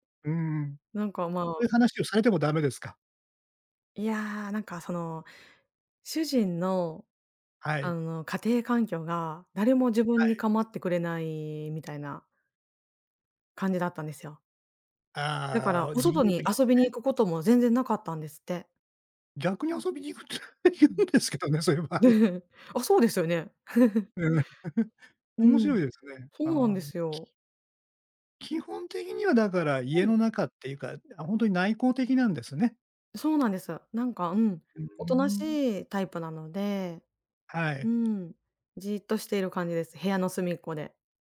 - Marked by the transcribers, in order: laughing while speaking: "言うんですけどね、そういう場合"; laugh; laugh; other noise
- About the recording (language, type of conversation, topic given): Japanese, advice, 年中行事や祝日の過ごし方をめぐって家族と意見が衝突したとき、どうすればよいですか？